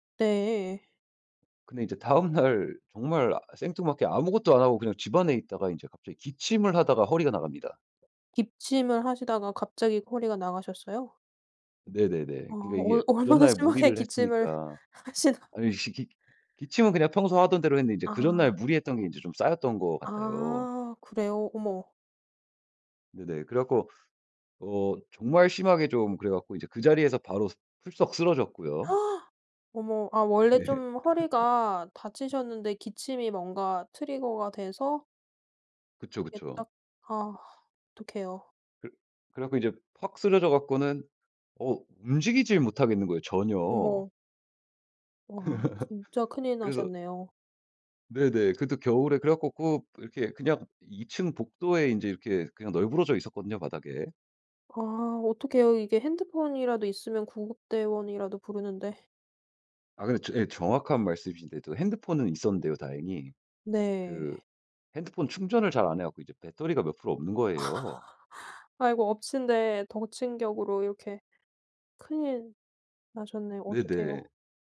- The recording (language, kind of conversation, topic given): Korean, podcast, 잘못된 길에서 벗어나기 위해 처음으로 어떤 구체적인 행동을 하셨나요?
- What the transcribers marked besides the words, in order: laughing while speaking: "다음날"; laughing while speaking: "얼마나 심하게 기침을 하시다"; gasp; laughing while speaking: "예"; laugh; in English: "트리거가"; laugh; laugh